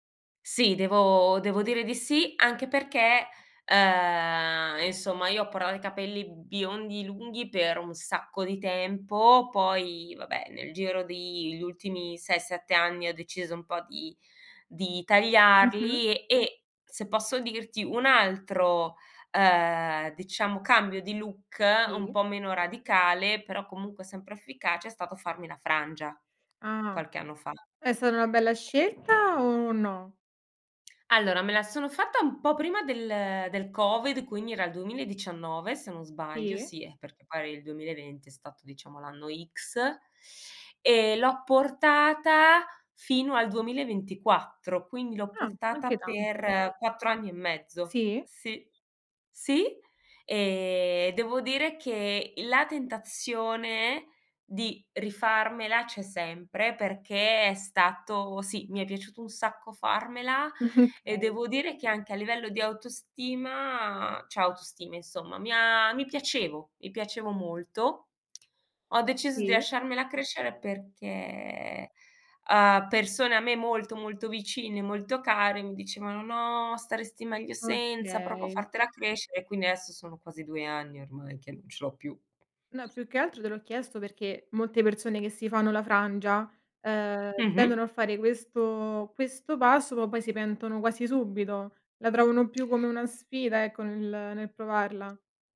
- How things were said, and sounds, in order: "portato" said as "porato"; other background noise; chuckle; "cioè" said as "ceh"; lip smack; other animal sound
- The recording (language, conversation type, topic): Italian, podcast, Hai mai cambiato look per sentirti più sicuro?